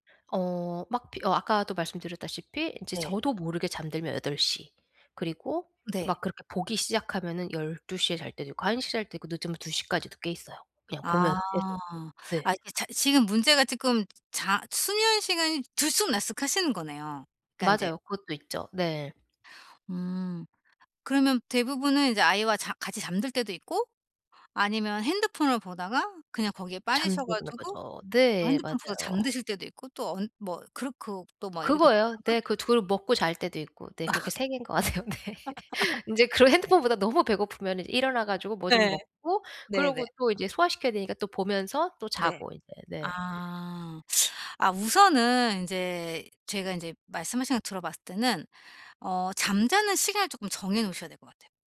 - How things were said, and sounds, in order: other background noise; tapping; laugh; laughing while speaking: "같네요 네"; laugh; teeth sucking
- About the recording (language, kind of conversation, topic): Korean, advice, 잠들기 전에 마음을 편안하게 정리하려면 어떻게 해야 하나요?